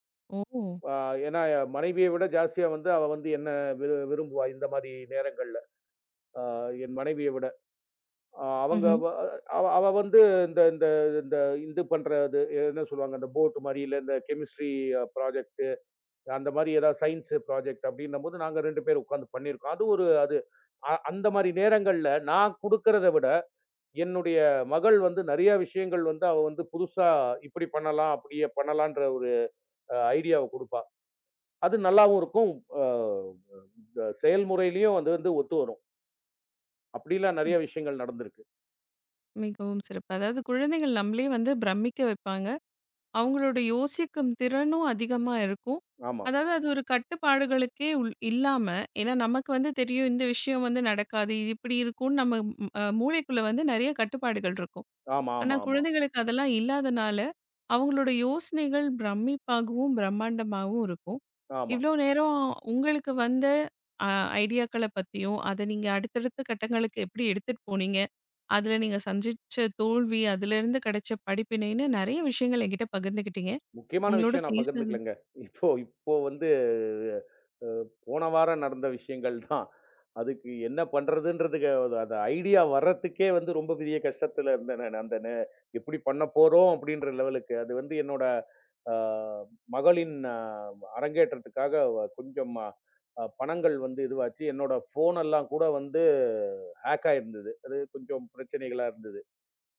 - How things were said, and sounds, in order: in English: "கெமிஸ்ட்ரி ப்ராஜெக்ட்"; in English: "சயின்ஸ் ப்ராஜெக்ட்"; "அப்படின்னு" said as "போது"; "சந்திச்ச" said as "சஞ்சிச்ச"; laughing while speaking: "இப்போ இப்போ"; chuckle; in English: "லெவல்"; in English: "ஹேக்"
- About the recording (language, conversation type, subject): Tamil, podcast, ஒரு யோசனை தோன்றியவுடன் அதை பிடித்து வைத்துக்கொள்ள நீங்கள் என்ன செய்கிறீர்கள்?